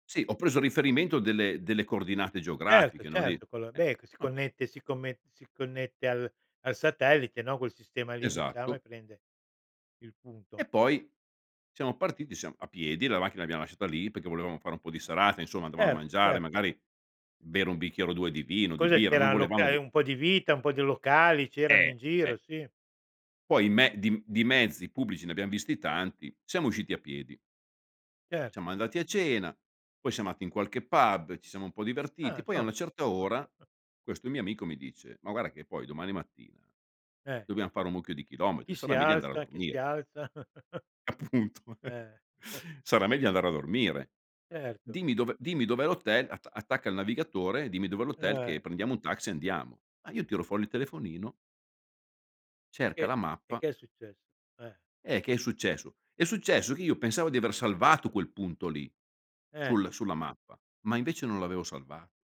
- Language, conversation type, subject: Italian, podcast, Raccontami di una volta in cui ti sei perso durante un viaggio: com’è andata?
- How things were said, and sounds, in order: "dovevamo" said as "dovam"; "Siamo" said as "ciamo"; "andati" said as "ati"; chuckle; "guarda" said as "guara"; chuckle; laughing while speaking: "Appunto eh!"; chuckle